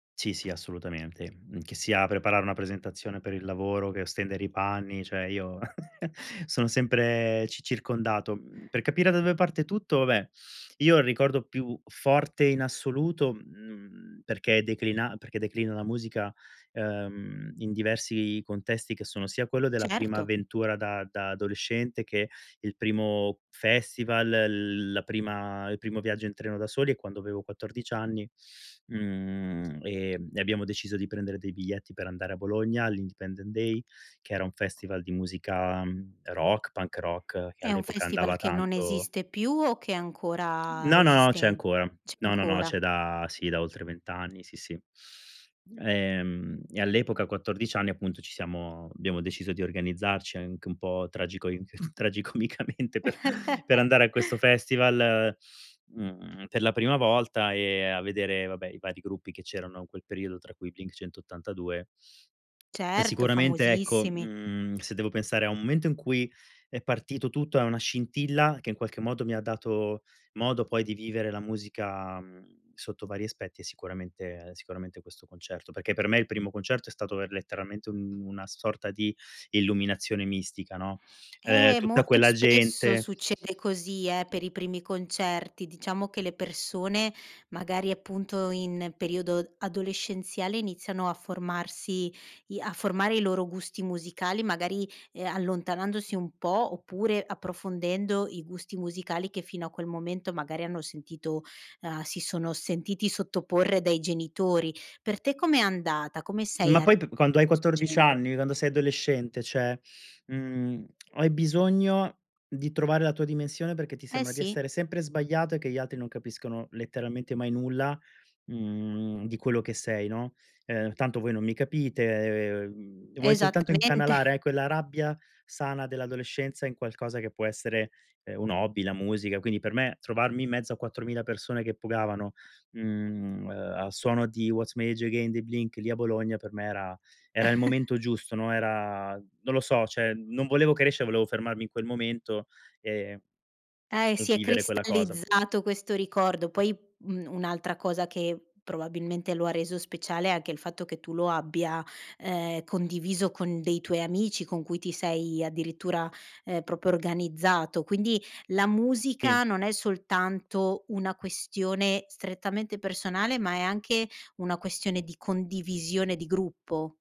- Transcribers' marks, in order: chuckle; other background noise; chuckle; laughing while speaking: "tragicomicamente"; laugh; tongue click; chuckle
- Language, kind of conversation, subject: Italian, podcast, Che ruolo ha la musica nella tua vita quotidiana?